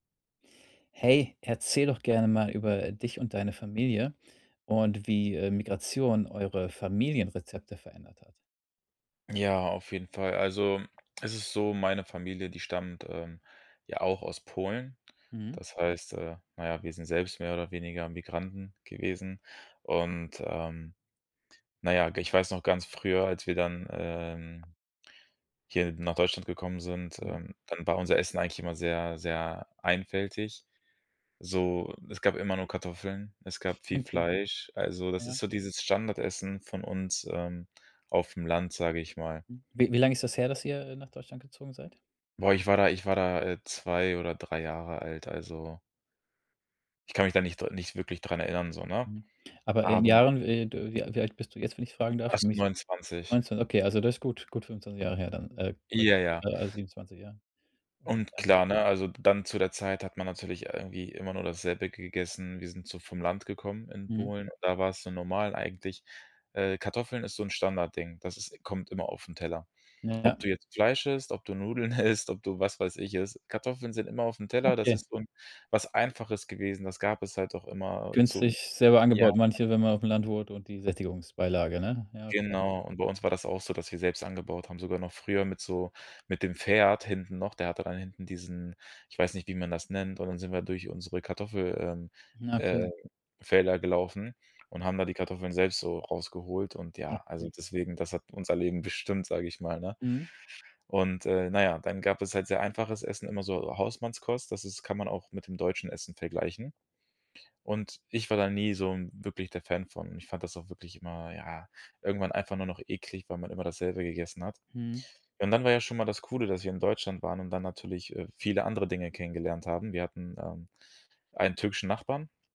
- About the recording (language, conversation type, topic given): German, podcast, Wie hat Migration eure Familienrezepte verändert?
- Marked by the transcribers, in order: unintelligible speech; laughing while speaking: "isst"